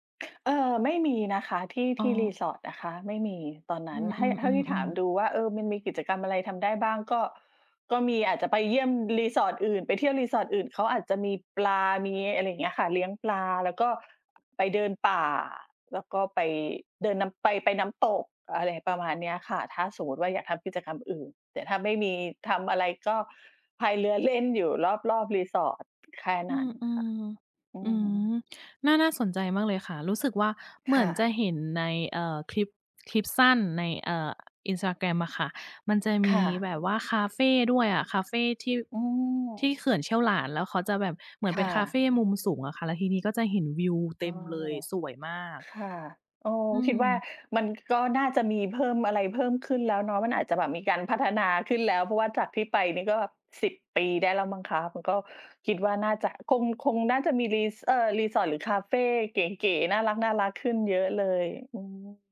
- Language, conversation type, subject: Thai, unstructured, ที่ไหนในธรรมชาติที่ทำให้คุณรู้สึกสงบที่สุด?
- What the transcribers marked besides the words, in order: laughing while speaking: "เล่น"